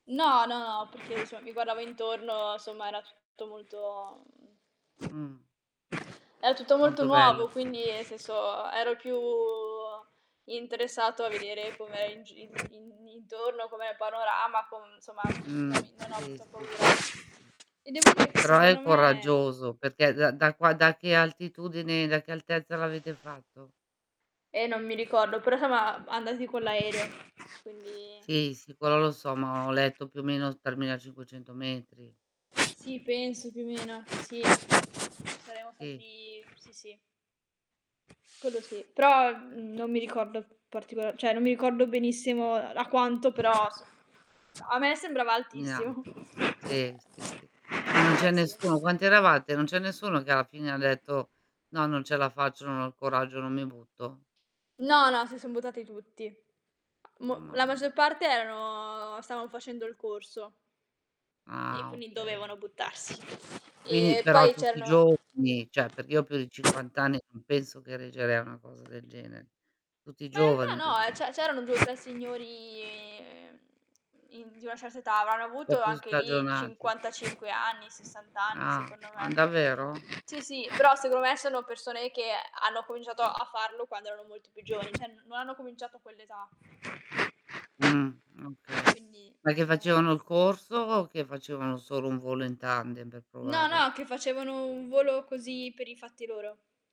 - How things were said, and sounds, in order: other background noise; static; drawn out: "più"; distorted speech; "cioè" said as "ceh"; laughing while speaking: "altissimo"; drawn out: "erano"; "Quindi" said as "quini"; "Cioè" said as "ceh"; tapping; drawn out: "signori"
- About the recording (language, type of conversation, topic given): Italian, unstructured, Hai mai provato un passatempo che ti ha deluso? Quale?